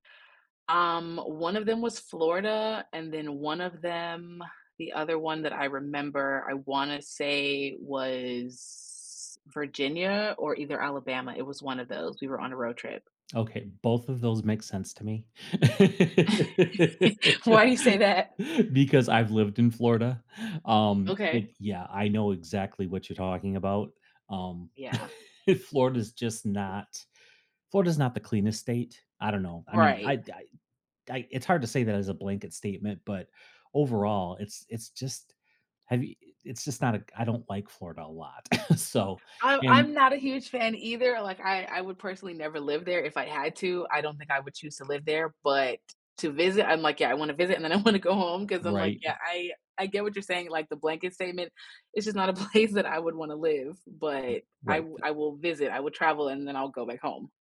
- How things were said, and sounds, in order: laugh; chuckle; chuckle; other background noise; chuckle; laughing while speaking: "I wanna go home"; laughing while speaking: "a place"
- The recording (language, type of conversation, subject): English, unstructured, How does the cleanliness of public bathrooms affect your travel experience?
- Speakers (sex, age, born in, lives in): female, 30-34, United States, United States; male, 50-54, United States, United States